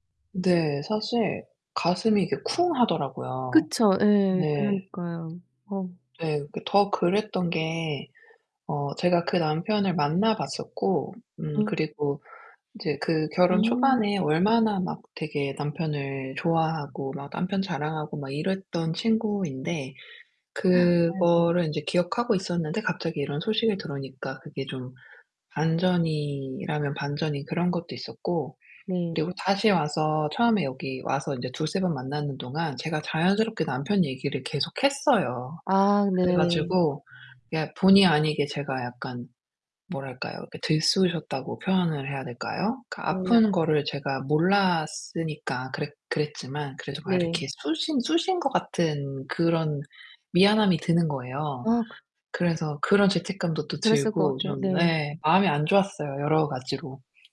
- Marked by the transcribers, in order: mechanical hum; tapping; distorted speech; gasp; static; other background noise
- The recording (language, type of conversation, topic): Korean, advice, 중요한 생활 변화로 힘든 사람을 정서적으로 어떻게 도와줄 수 있을까요?